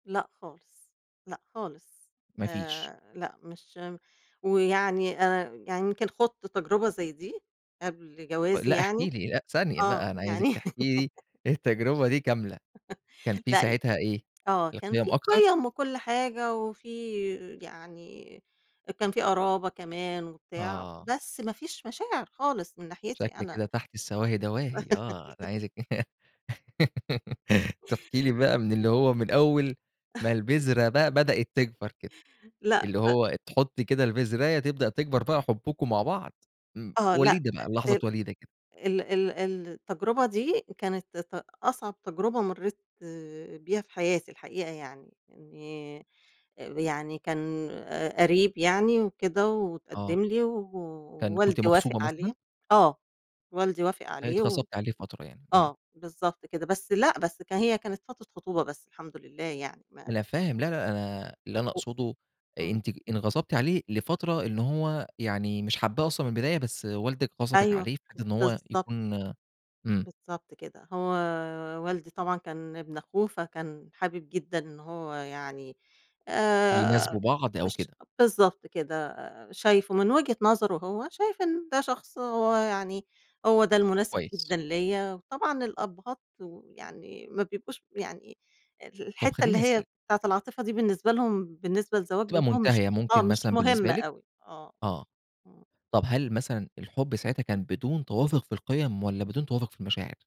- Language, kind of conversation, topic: Arabic, podcast, إنت بتفضّل تختار شريك حياتك على أساس القيم ولا المشاعر؟
- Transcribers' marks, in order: laughing while speaking: "يعني"; laugh; chuckle; laugh; other noise; chuckle; unintelligible speech